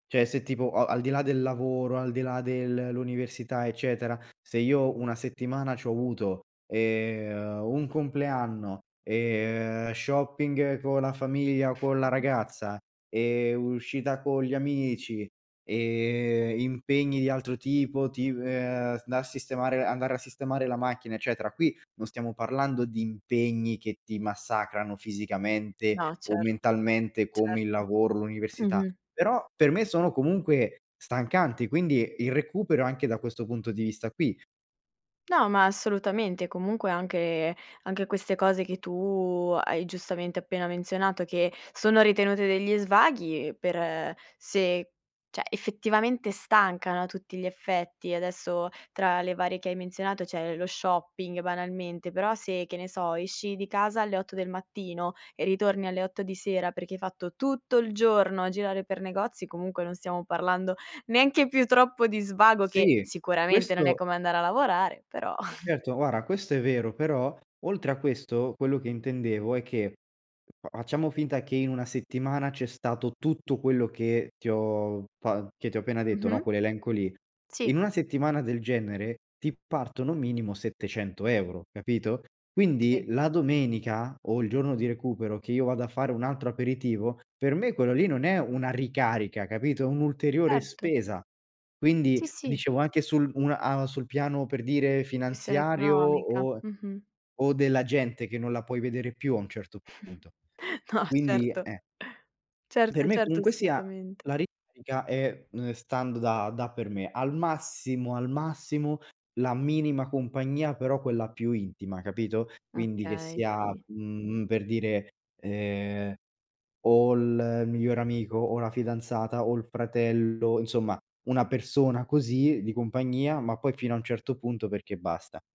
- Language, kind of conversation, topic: Italian, podcast, Come usi il tempo libero per ricaricarti dopo una settimana dura?
- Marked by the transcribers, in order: "Cioè" said as "ceh"; other background noise; "cioè" said as "ceh"; laughing while speaking: "neanche più troppo"; chuckle; "guarda" said as "guara"; chuckle; laughing while speaking: "No certo"